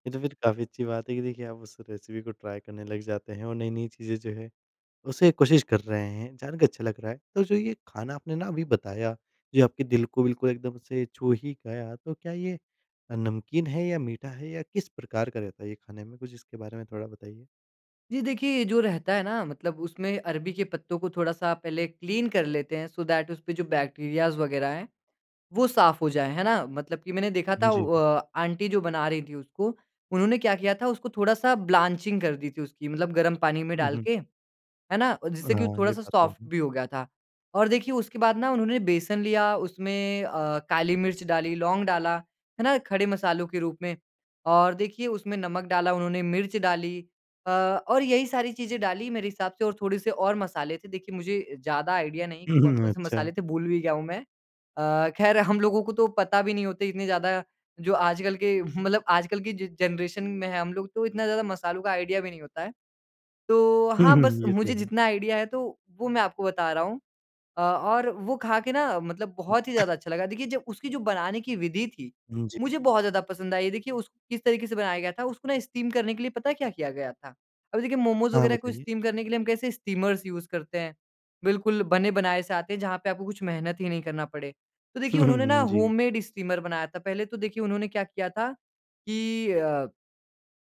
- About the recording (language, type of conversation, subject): Hindi, podcast, किस जगह का खाना आपके दिल को छू गया?
- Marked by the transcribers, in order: in English: "रेसिपी"; in English: "ट्राय"; in English: "क्लीन"; in English: "सो दैट"; in English: "बैक्टीरियाज़"; in English: "ब्लांचिंग"; in English: "सॉफ्ट"; in English: "आइडिया"; chuckle; in English: "जनरेशन"; in English: "आइडिया"; in English: "आइडिया"; cough; in English: "स्टीम"; in English: "स्टीम"; in English: "स्टीमर्स यूज़"; laughing while speaking: "हुँ, हुँ"; in English: "स्टीमर"